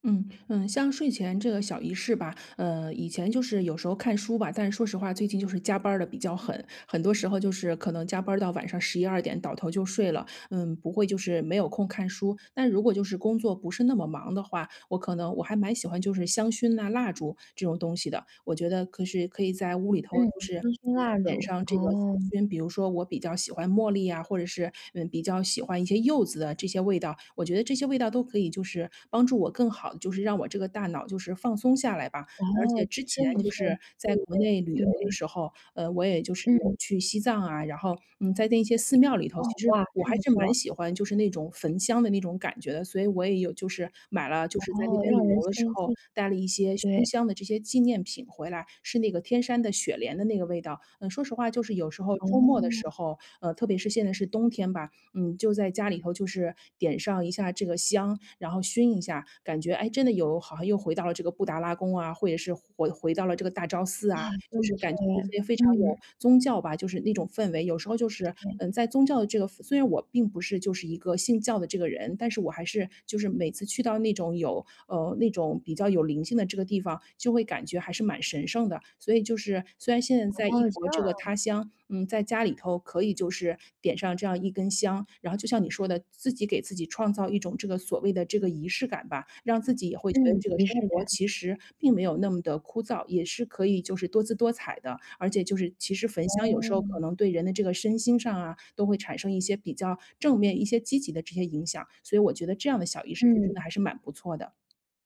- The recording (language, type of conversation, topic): Chinese, podcast, 睡前你更喜欢看书还是刷手机？
- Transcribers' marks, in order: other background noise